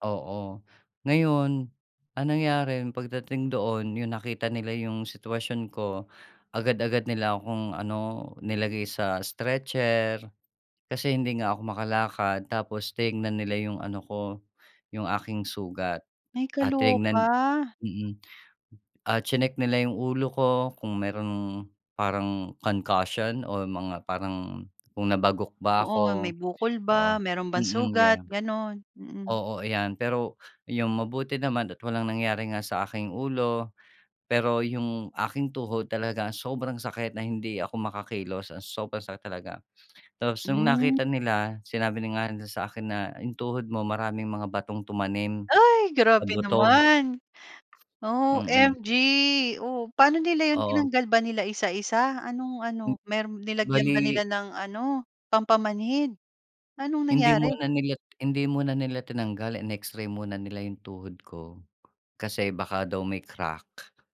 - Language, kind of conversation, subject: Filipino, podcast, May karanasan ka na bang natulungan ka ng isang hindi mo kilala habang naglalakbay, at ano ang nangyari?
- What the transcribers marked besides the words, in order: in English: "concussion"